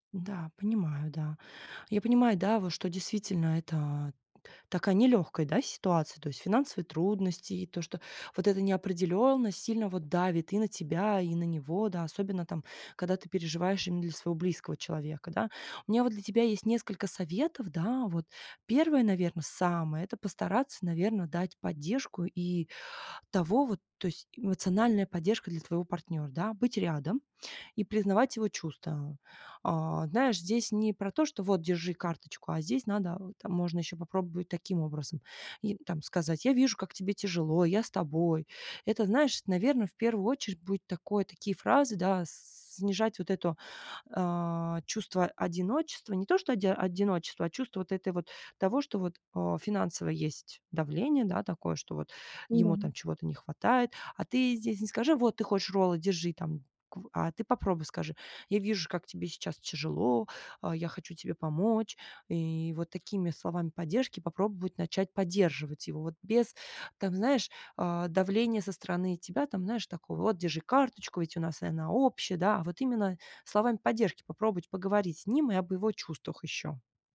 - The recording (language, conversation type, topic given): Russian, advice, Как я могу поддержать партнёра в период финансовых трудностей и неопределённости?
- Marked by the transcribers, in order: none